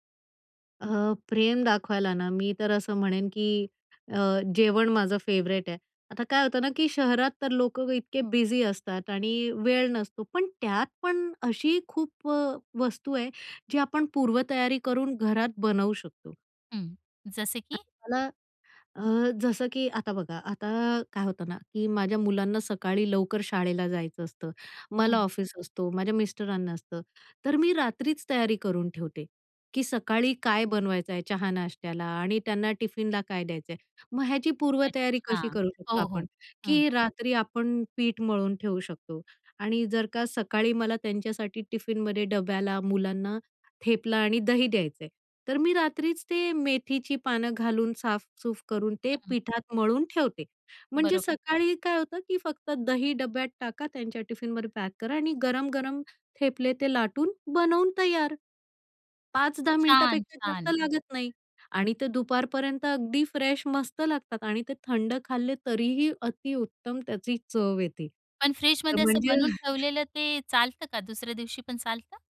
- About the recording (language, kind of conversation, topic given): Marathi, podcast, खाण्यातून प्रेम आणि काळजी कशी व्यक्त कराल?
- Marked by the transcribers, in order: in English: "फेवरेट"; tapping; other noise; other background noise; in English: "फ्रेश"; chuckle